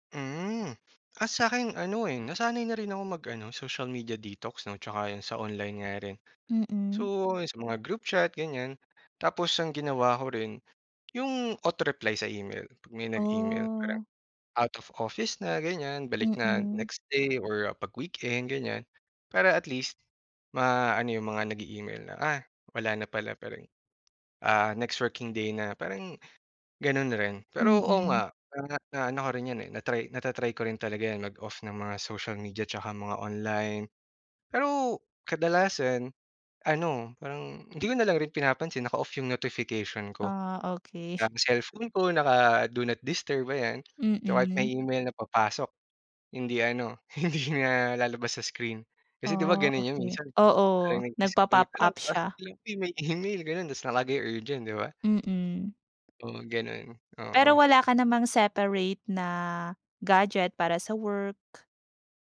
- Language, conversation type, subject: Filipino, podcast, Paano mo pinamamahalaan ang stress sa trabaho?
- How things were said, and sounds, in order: in English: "social media detox"; tapping; laughing while speaking: "hindi na"